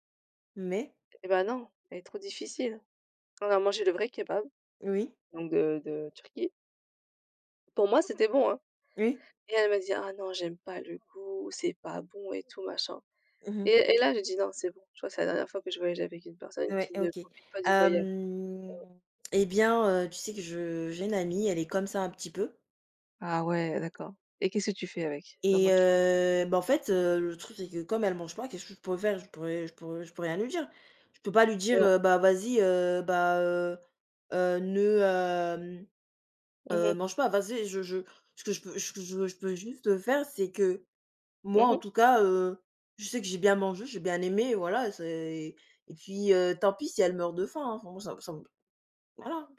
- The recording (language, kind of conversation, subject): French, unstructured, Quelles sont tes stratégies pour trouver un compromis ?
- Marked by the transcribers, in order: drawn out: "Hem"; other background noise; drawn out: "heu"